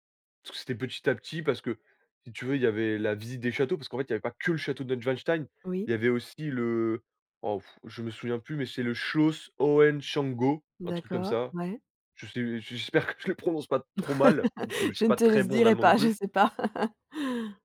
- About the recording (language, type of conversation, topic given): French, podcast, Quelle randonnée t’a fait changer de perspective ?
- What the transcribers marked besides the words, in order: laughing while speaking: "que je le"; laugh; laughing while speaking: "je sais pas"; laugh